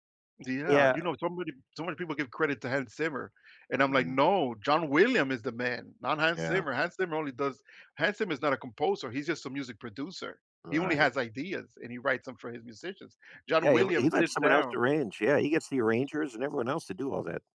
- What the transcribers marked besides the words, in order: laughing while speaking: "Right"
- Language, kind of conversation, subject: English, unstructured, Have you ever felt betrayed by someone you trusted a long time ago?
- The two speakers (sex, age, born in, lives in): male, 40-44, United States, United States; male, 50-54, United States, United States